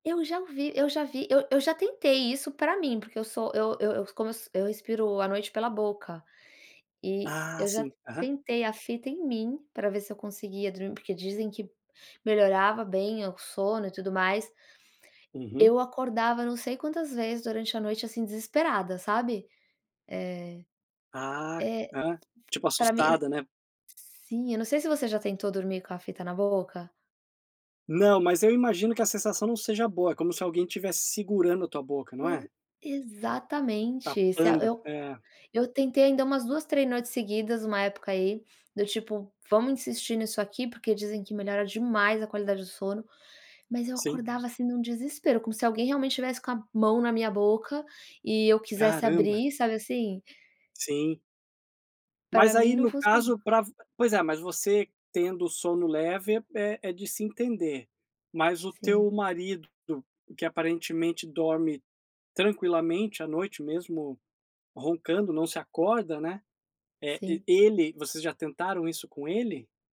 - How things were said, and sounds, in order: tapping
- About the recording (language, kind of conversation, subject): Portuguese, advice, Como posso dormir melhor quando meu parceiro ronca ou se mexe durante a noite?